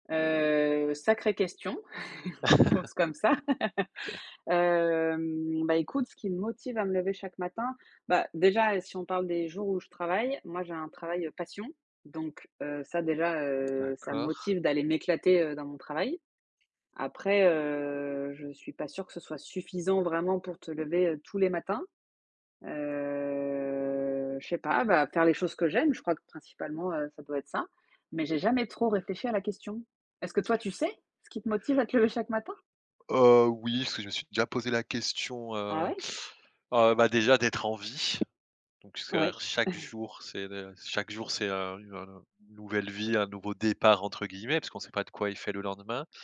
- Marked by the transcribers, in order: chuckle; laugh; drawn out: "Hem"; laugh; other background noise; stressed: "suffisant"; drawn out: "Heu"; tapping; chuckle
- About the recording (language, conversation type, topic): French, unstructured, Qu’est-ce qui te motive à te lever chaque matin ?